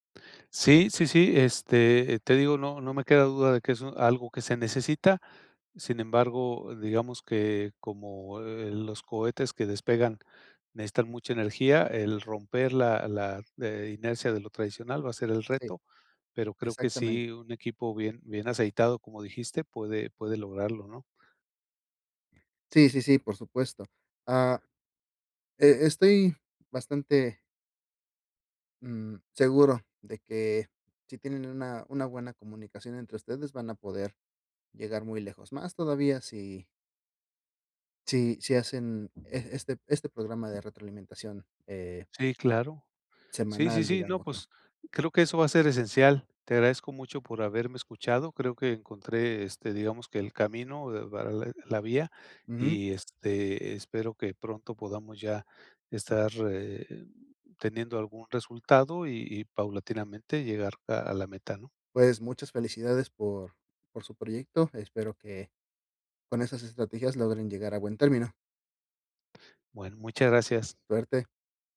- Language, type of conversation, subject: Spanish, advice, ¿Cómo puedo formar y liderar un equipo pequeño para lanzar mi startup con éxito?
- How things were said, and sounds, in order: none